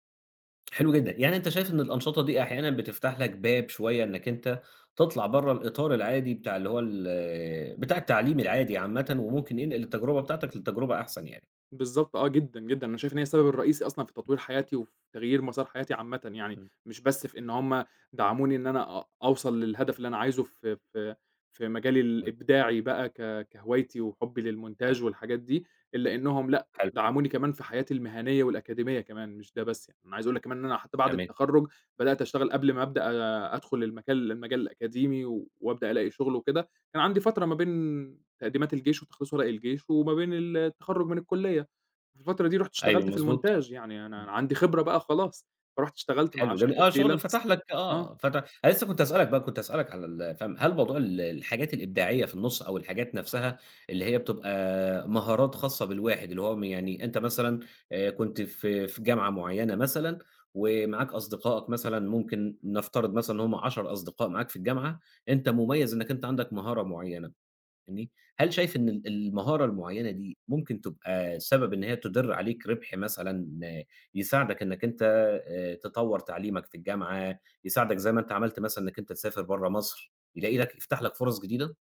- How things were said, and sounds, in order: tapping; unintelligible speech; unintelligible speech; in English: "freelance"
- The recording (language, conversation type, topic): Arabic, podcast, إيه دور أصحابك وعيلتك في دعم إبداعك؟